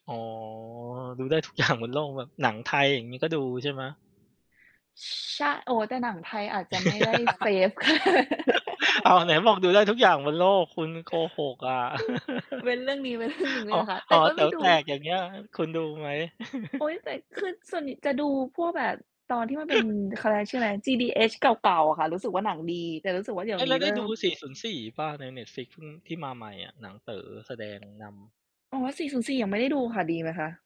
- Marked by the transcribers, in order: laughing while speaking: "ทุกอย่าง"; other background noise; laugh; in English: "fav"; laugh; chuckle; tapping; laughing while speaking: "หนึ่ง"; chuckle; other noise; background speech
- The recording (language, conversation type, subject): Thai, unstructured, ภาพยนตร์แนวไหนที่คุณคิดว่าพัฒนามากที่สุดในช่วงหลายปีที่ผ่านมา?